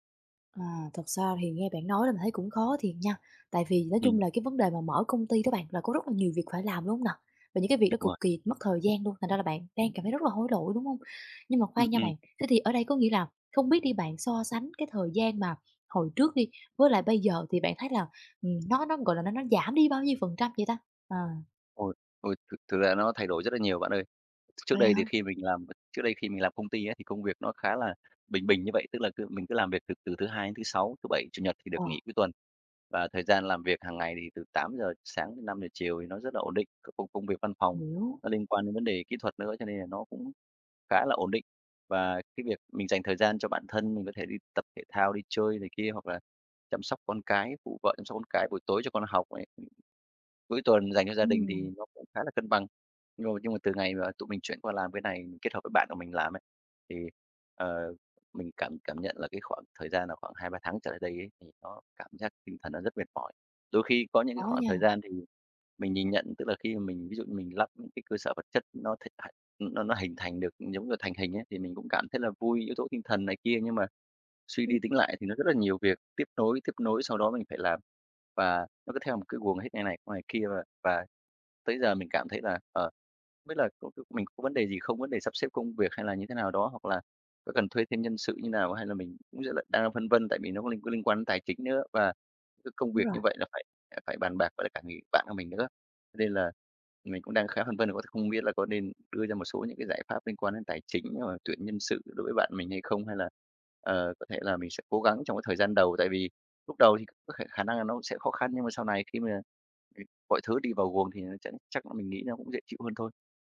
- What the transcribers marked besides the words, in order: tapping; other background noise; unintelligible speech; unintelligible speech
- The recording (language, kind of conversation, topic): Vietnamese, advice, Làm sao để cân bằng giữa công việc ở startup và cuộc sống gia đình?